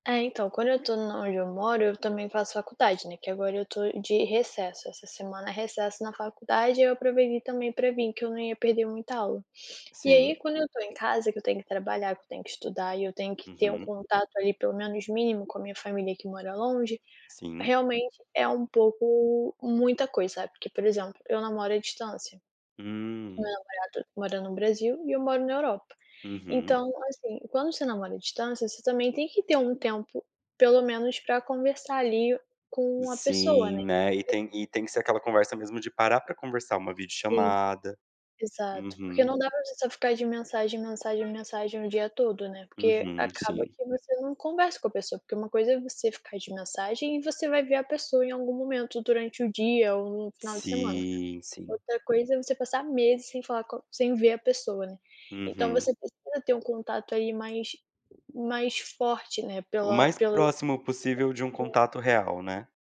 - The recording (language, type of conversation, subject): Portuguese, podcast, Como equilibrar trabalho, família e estudos?
- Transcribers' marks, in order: other background noise; unintelligible speech